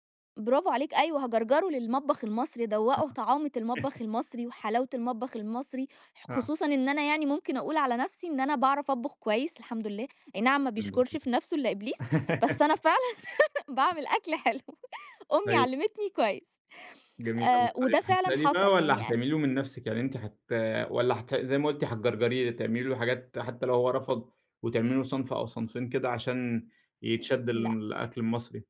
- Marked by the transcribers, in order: unintelligible speech; chuckle; laugh; tapping; laughing while speaking: "فعلًا باعمل أكل حلو"
- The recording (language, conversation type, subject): Arabic, podcast, إنتوا عادةً بتستقبلوا الضيف بالأكل إزاي؟